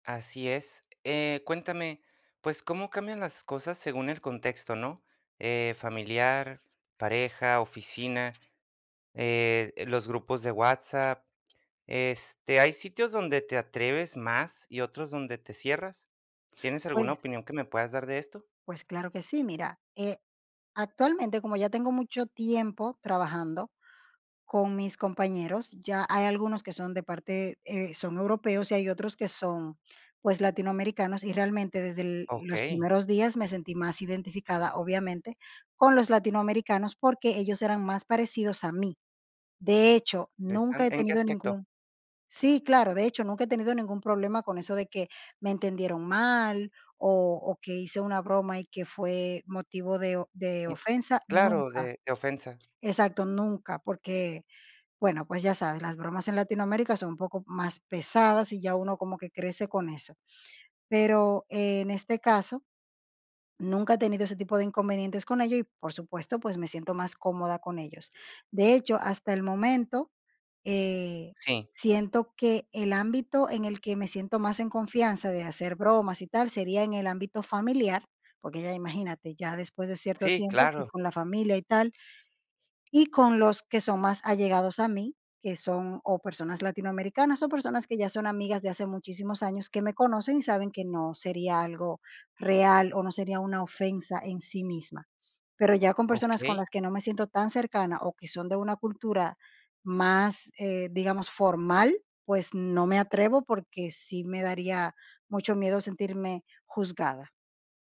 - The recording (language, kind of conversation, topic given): Spanish, podcast, ¿Tienes miedo de que te juzguen cuando hablas con franqueza?
- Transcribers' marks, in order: other background noise; tapping